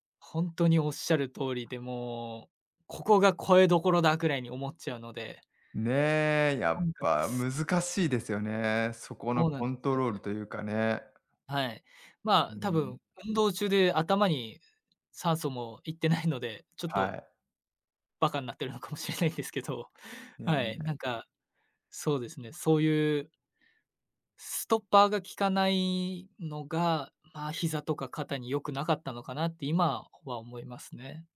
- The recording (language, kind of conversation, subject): Japanese, advice, 怪我や痛みがあるため運動を再開するのが怖いのですが、どうすればよいですか？
- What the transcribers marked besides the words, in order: tapping; laughing while speaking: "かもしれないですけど"